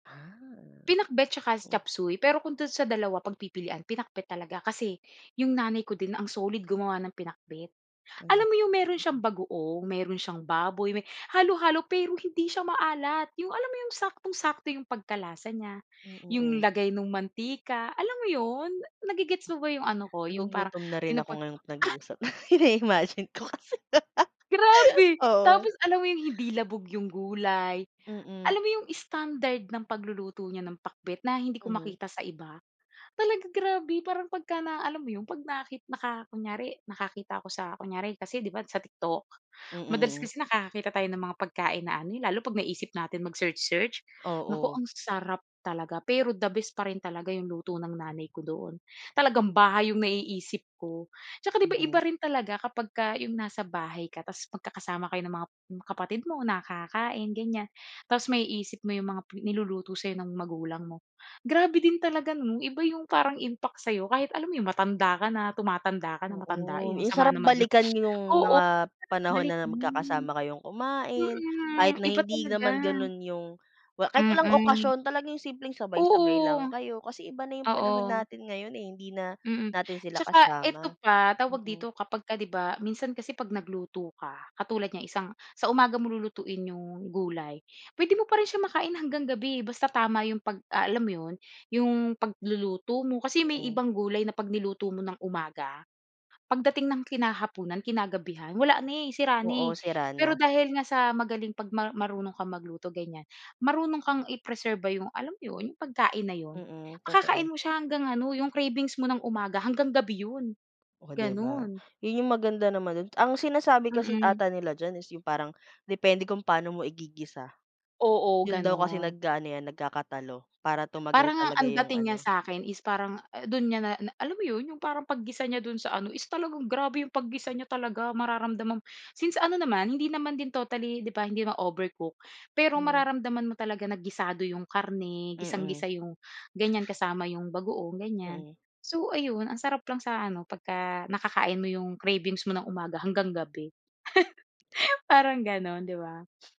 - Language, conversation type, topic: Filipino, podcast, Anong mga pagkain ang agad mong naiisip kapag naaalala mo ang bahay?
- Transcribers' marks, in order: other background noise; gasp; other noise; gasp; sneeze; laughing while speaking: "nai-imagine ko kasi"; joyful: "nai-imagine ko kasi"; joyful: "Grabe! Tapos alam mo 'yung hindi labog 'yung gulay"; laugh; gasp; joyful: "Talaga grabe"; gasp; gasp; tongue click; laugh; sniff